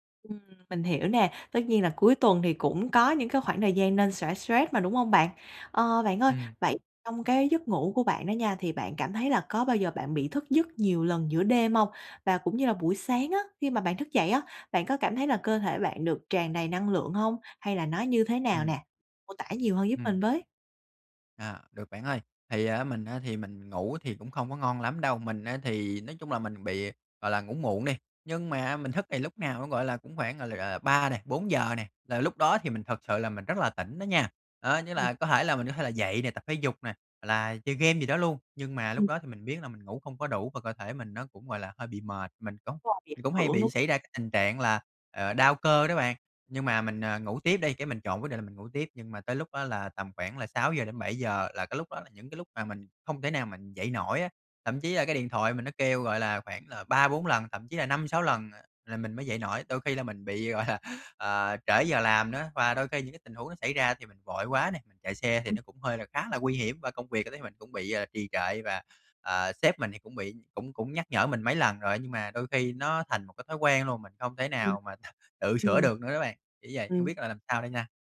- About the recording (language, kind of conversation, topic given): Vietnamese, advice, Làm sao để cải thiện thói quen thức dậy đúng giờ mỗi ngày?
- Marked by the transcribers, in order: tapping; other background noise; laughing while speaking: "gọi là"